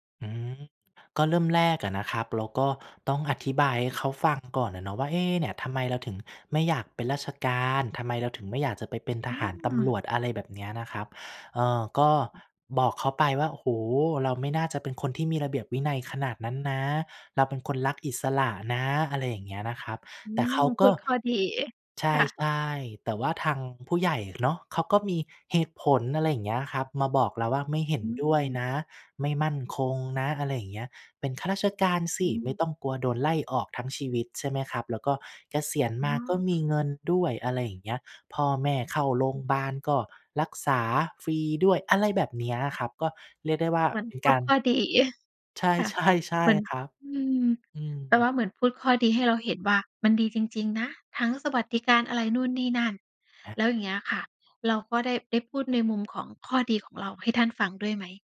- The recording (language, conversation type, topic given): Thai, podcast, ถ้าคนอื่นไม่เห็นด้วย คุณยังทำตามความฝันไหม?
- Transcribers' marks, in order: other background noise; laughing while speaking: "ใช่"